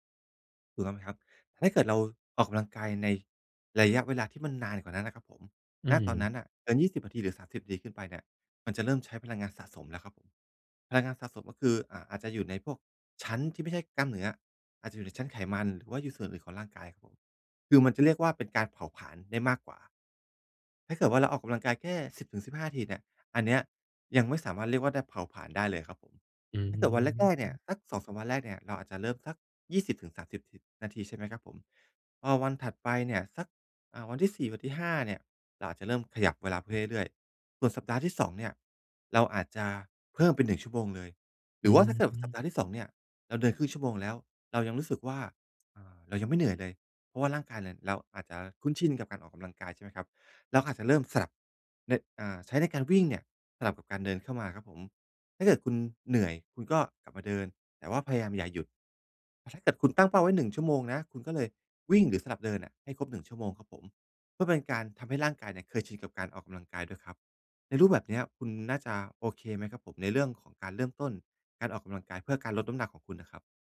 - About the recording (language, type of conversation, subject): Thai, advice, ฉันจะวัดความคืบหน้าเล็กๆ ในแต่ละวันได้อย่างไร?
- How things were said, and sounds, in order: other background noise